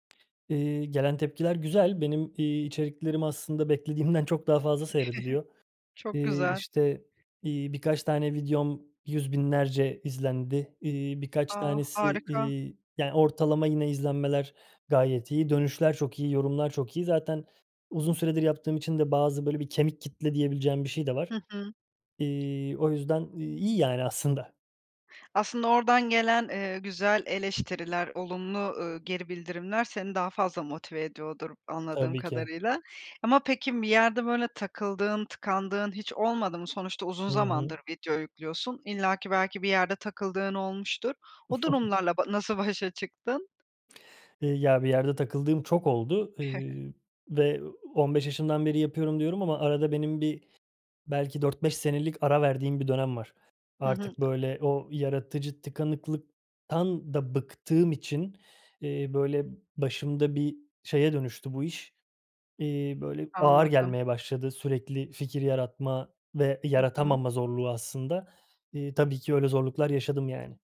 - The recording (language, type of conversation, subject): Turkish, podcast, Yaratıcı tıkanıklıkla başa çıkma yöntemlerin neler?
- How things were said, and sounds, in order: laughing while speaking: "beklediğimden"; chuckle; tapping; chuckle; laughing while speaking: "başa çıktın?"; other background noise; chuckle